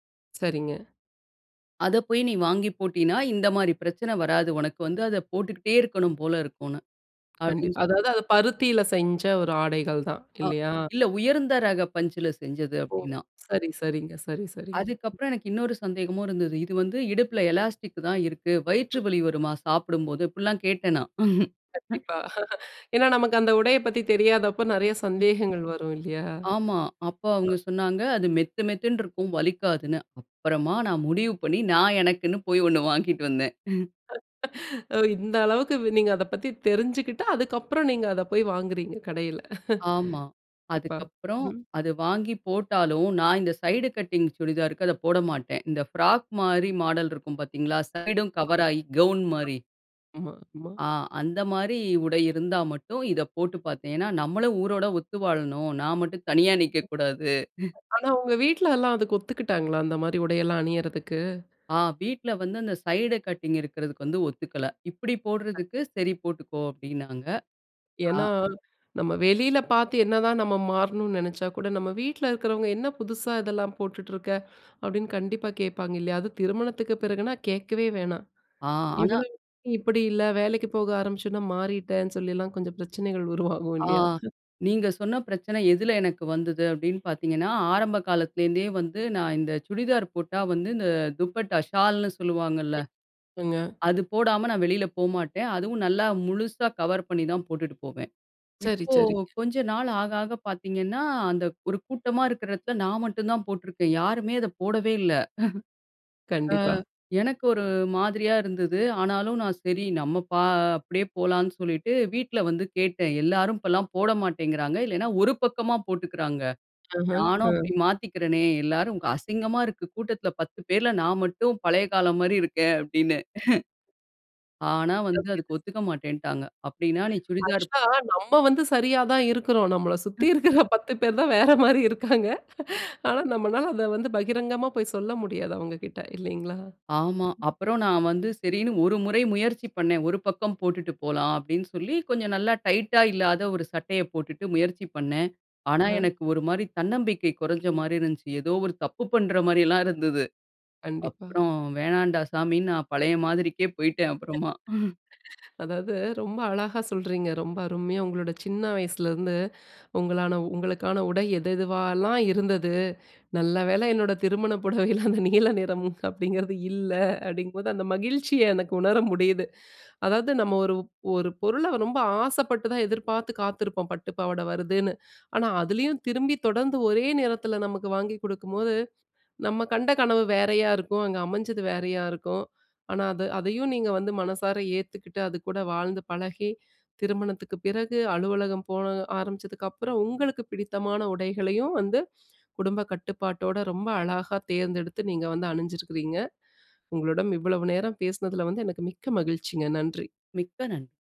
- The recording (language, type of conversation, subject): Tamil, podcast, வயது அதிகரிக்கத் தொடங்கியபோது உங்கள் உடைத் தேர்வுகள் எப்படி மாறின?
- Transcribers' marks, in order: tapping; chuckle; chuckle; other noise; chuckle; other background noise; laughing while speaking: "நான் மட்டும் தனியா நிக்கக்கூடாது"; unintelligible speech; chuckle; laughing while speaking: "நம்மள சுத்தி இருக்கிற பத்து பேர் … சொல்ல முடியாது அவங்ககிட்ட"; laugh; chuckle; "உங்களுக்கான" said as "உங்களான"; laughing while speaking: "நல்ல வேள என்னோட திருமண புடவையில … எனக்கு உணர முடியுது"